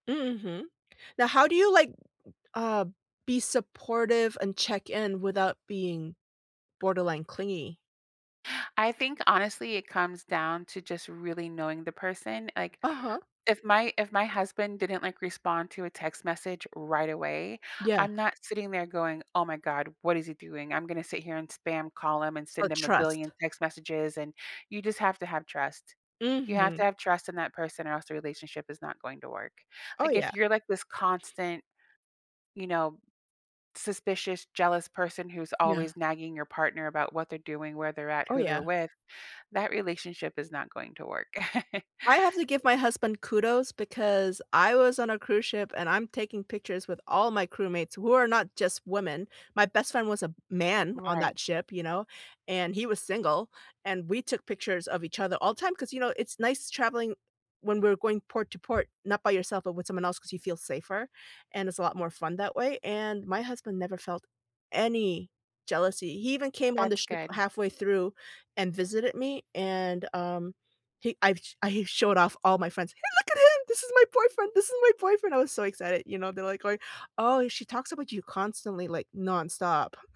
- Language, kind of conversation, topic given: English, unstructured, What check-in rhythm feels right without being clingy in long-distance relationships?
- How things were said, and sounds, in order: other background noise; chuckle